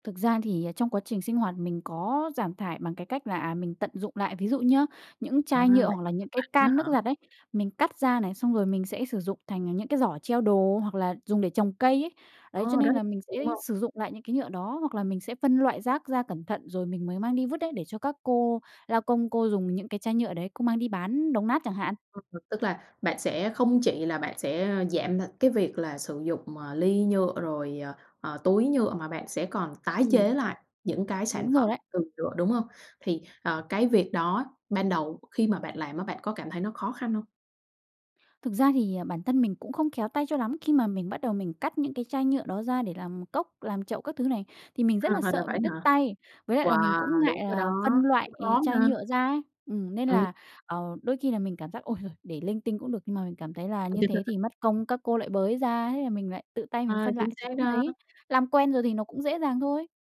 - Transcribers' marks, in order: unintelligible speech; tapping; laugh
- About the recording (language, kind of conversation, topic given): Vietnamese, podcast, Bạn nghĩ sao về việc giảm rác thải nhựa trong sinh hoạt hằng ngày?